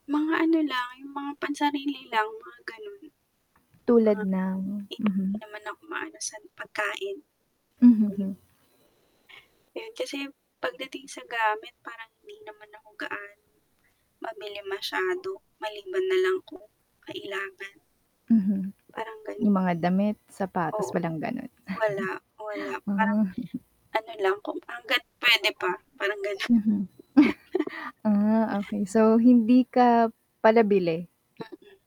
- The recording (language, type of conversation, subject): Filipino, unstructured, Alin ang mas gusto mong gawin: mag-ipon ng pera o gumastos para sa kasiyahan?
- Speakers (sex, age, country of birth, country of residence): female, 30-34, Philippines, Philippines; female, 35-39, Philippines, Philippines
- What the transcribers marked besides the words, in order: distorted speech; static; mechanical hum; chuckle; chuckle